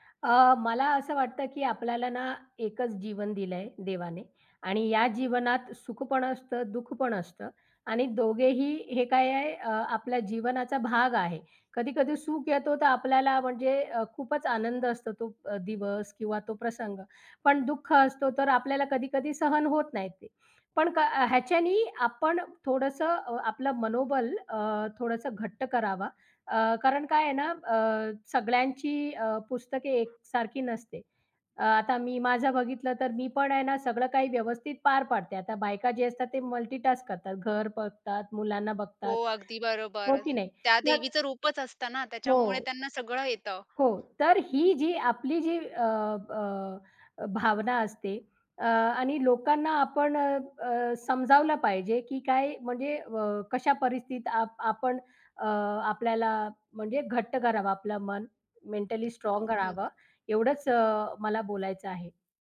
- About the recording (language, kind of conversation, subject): Marathi, podcast, मदत मागताना वाटणारा संकोच आणि अहंभाव कमी कसा करावा?
- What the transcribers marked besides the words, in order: other background noise; in English: "मल्टीटास्क"; tapping; unintelligible speech